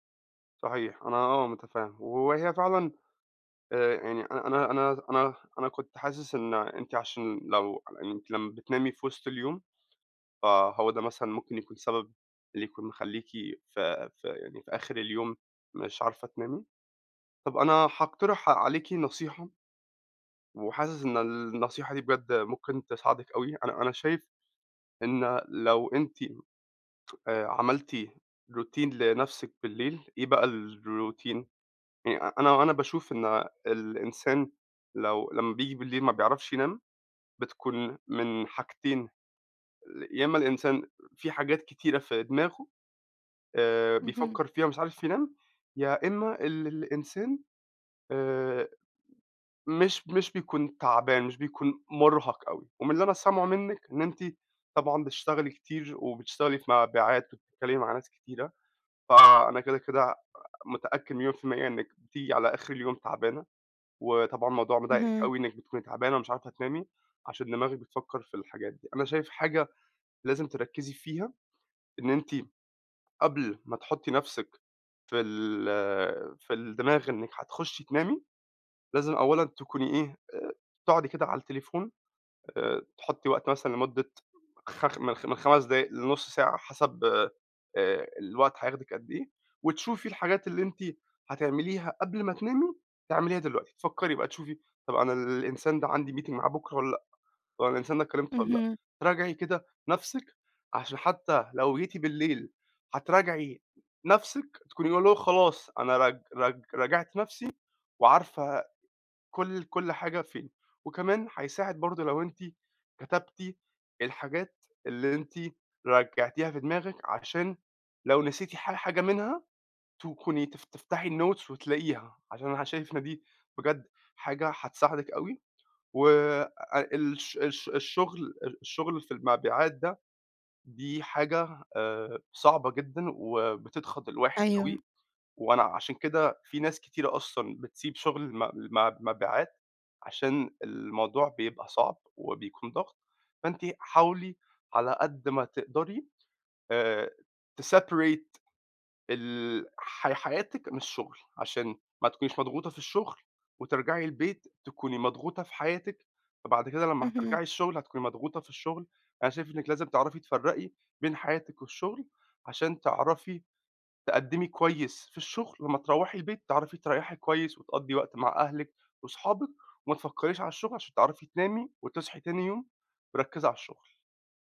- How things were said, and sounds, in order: in English: "routine"; in English: "الroutine"; in English: "meeting"; in English: "الnotes"; in English: "تseparate"
- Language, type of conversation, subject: Arabic, advice, إزاي أقدر أبني روتين ليلي ثابت يخلّيني أنام أحسن؟